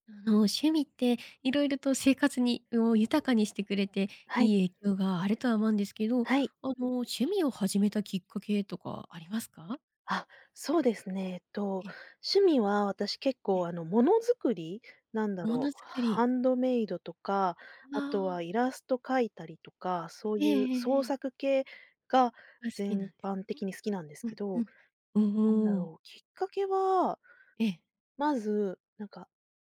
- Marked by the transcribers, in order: none
- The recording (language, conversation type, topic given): Japanese, podcast, 趣味はあなたの生活にどんな良い影響を与えましたか？